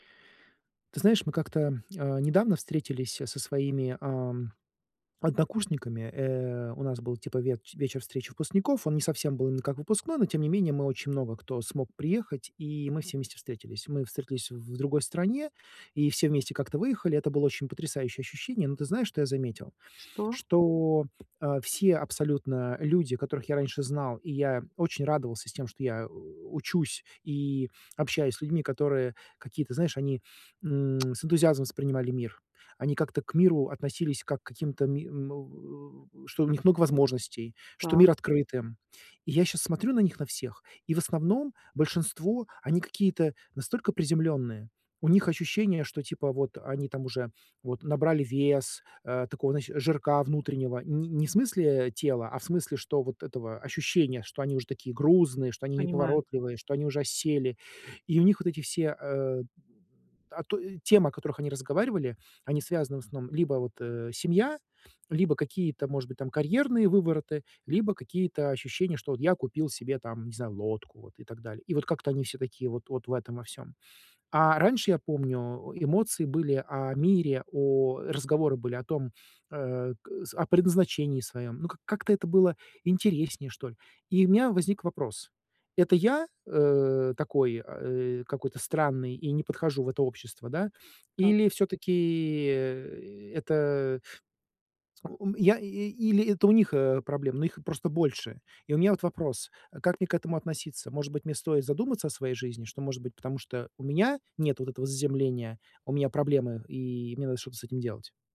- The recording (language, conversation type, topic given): Russian, advice, Как перестать сравнивать себя с общественными стандартами?
- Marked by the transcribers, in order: other background noise